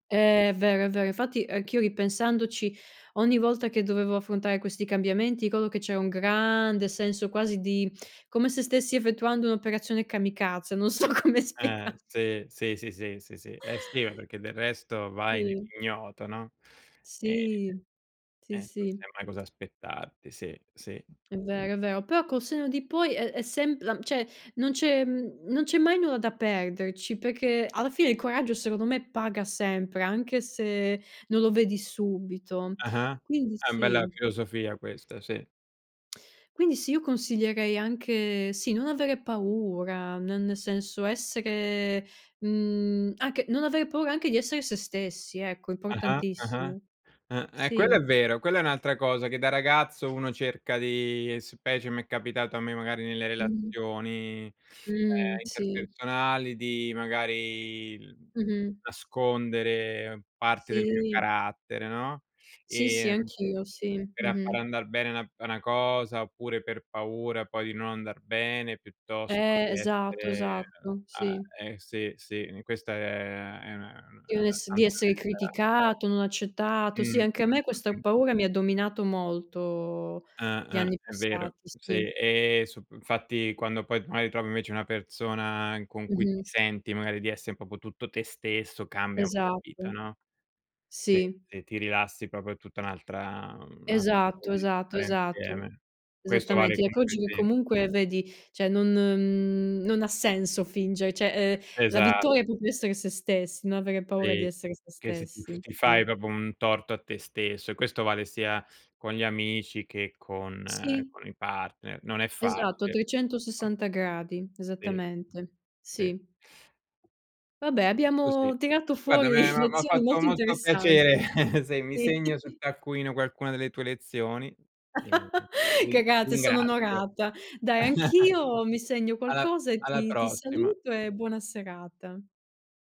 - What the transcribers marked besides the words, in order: laughing while speaking: "non so come spiega"; chuckle; tapping; "cioè" said as "ceh"; "magari" said as "maari"; "proprio" said as "popo"; "proprio" said as "propo"; unintelligible speech; other background noise; "cioè" said as "ceh"; "proprio" said as "popio"; "proprio" said as "propo"; unintelligible speech; laughing while speaking: "fuori"; chuckle; chuckle; chuckle
- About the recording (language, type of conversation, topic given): Italian, unstructured, Qual è stata una lezione importante che hai imparato da giovane?